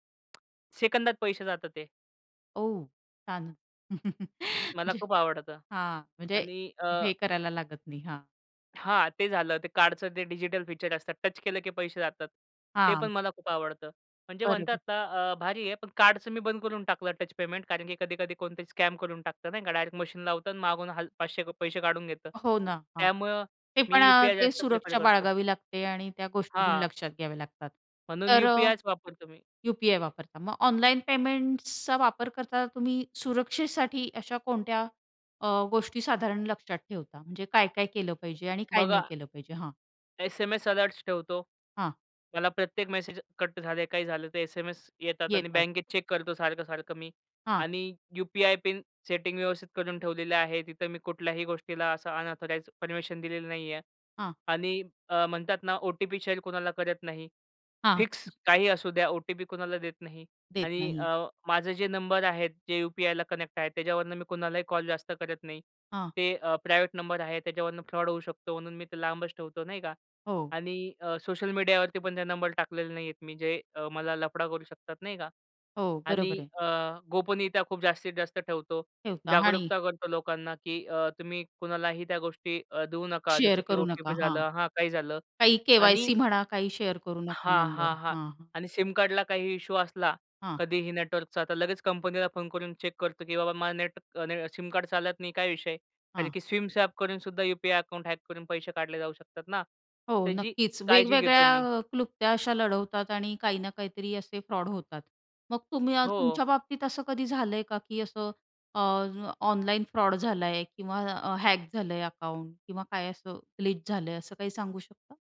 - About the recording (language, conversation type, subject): Marathi, podcast, ऑनलाइन पेमेंट्स आणि यूपीआयने तुमचं आयुष्य कसं सोपं केलं?
- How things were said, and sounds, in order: tapping; chuckle; in English: "टच"; in English: "टच पेमेंट"; in English: "स्कॅम"; in English: "प्रिफर"; in English: "अलर्ट्स"; other background noise; in English: "चेक"; in English: "अनअथॉराइज्ड परमिशन"; in English: "शेअर"; unintelligible speech; in English: "कनेक्ट"; in English: "प्रायव्हेट"; in English: "फ्रॉड"; in English: "शेअर"; in English: "शेअर"; in English: "इश्यू"; in English: "चेक"; in English: "स्वॅप"; in English: "हॅक"; in English: "हॅक"; in English: "ग्लीच"